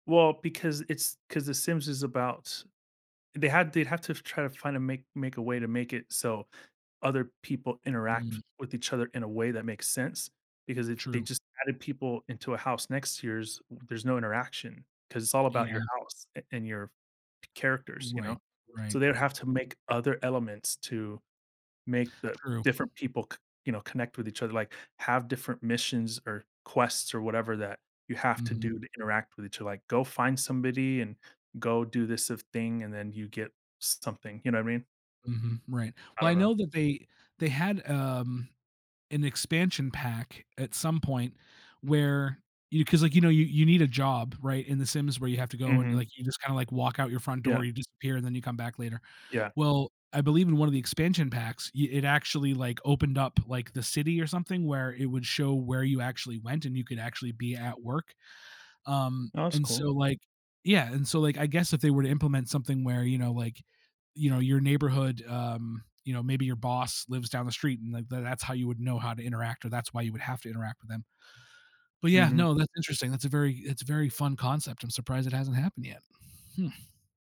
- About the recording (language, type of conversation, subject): English, unstructured, How does the structure of a game shape the player's overall experience?
- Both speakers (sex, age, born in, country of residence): male, 40-44, United States, United States; male, 40-44, United States, United States
- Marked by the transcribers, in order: other background noise; tapping; chuckle